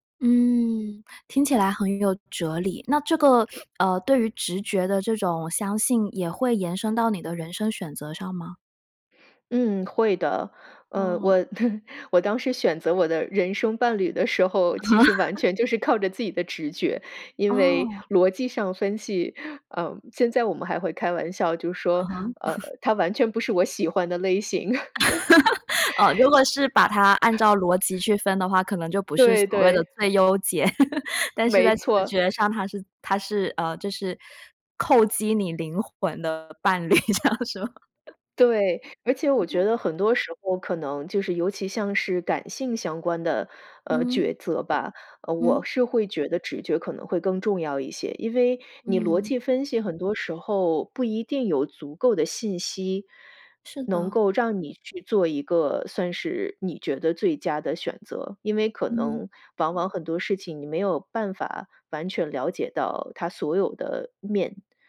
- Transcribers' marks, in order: other noise; laugh; laughing while speaking: "啊"; laugh; laugh; laughing while speaking: "哦"; laugh; joyful: "对，对"; laugh; joyful: "没错"; other background noise; laughing while speaking: "伴侣这样，是吗？"; laugh; unintelligible speech
- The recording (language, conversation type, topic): Chinese, podcast, 当直觉与逻辑发生冲突时，你会如何做出选择？